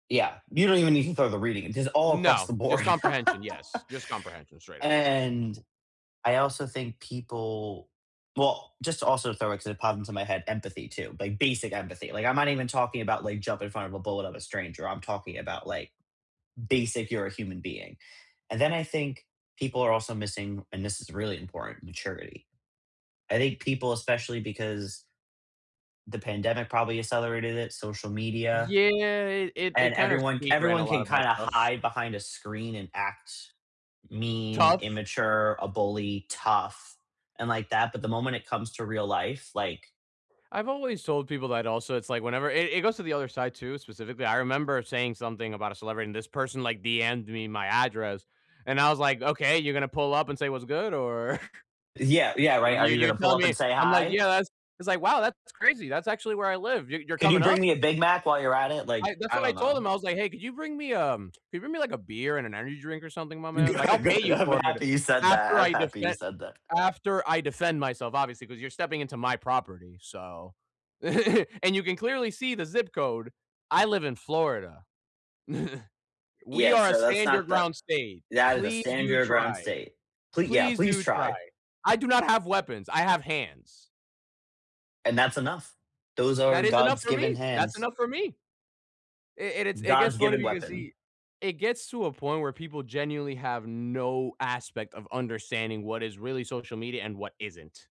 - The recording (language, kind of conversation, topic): English, unstructured, Is it right for celebrities to share political opinions publicly?
- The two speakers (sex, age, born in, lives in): male, 20-24, United States, United States; male, 20-24, Venezuela, United States
- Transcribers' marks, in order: laugh; other background noise; chuckle; laughing while speaking: "Good good"; tapping; chuckle; chuckle